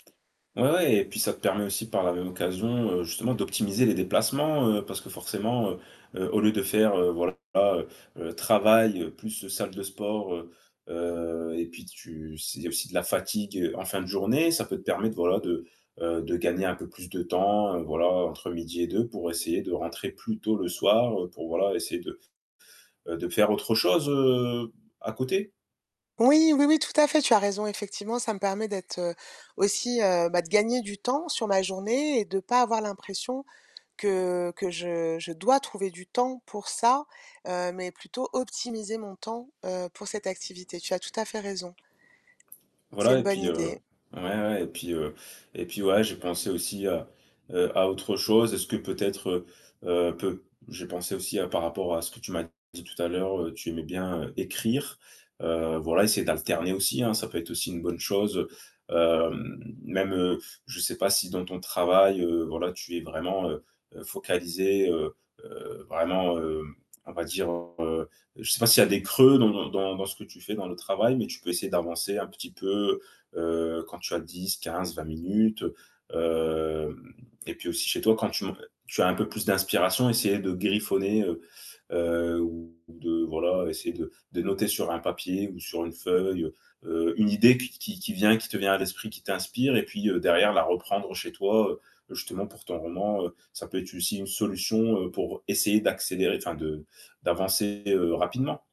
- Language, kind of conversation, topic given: French, advice, Comment puis-je trouver du temps pour mes passions personnelles malgré un emploi du temps chargé ?
- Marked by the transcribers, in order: static; tapping; distorted speech; stressed: "travail"; stressed: "dois"